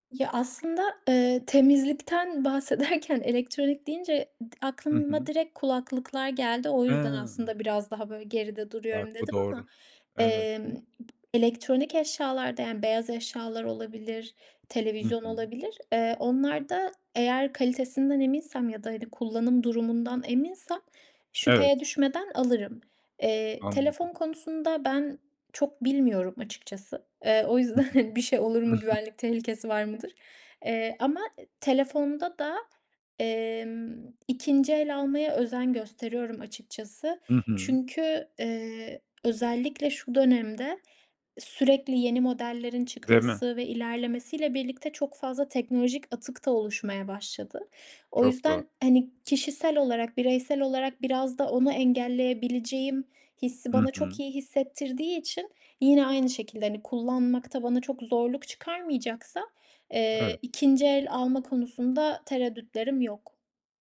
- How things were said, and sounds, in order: laughing while speaking: "bahsederken"; laughing while speaking: "o yüzden"; snort
- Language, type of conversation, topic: Turkish, podcast, İkinci el alışveriş hakkında ne düşünüyorsun?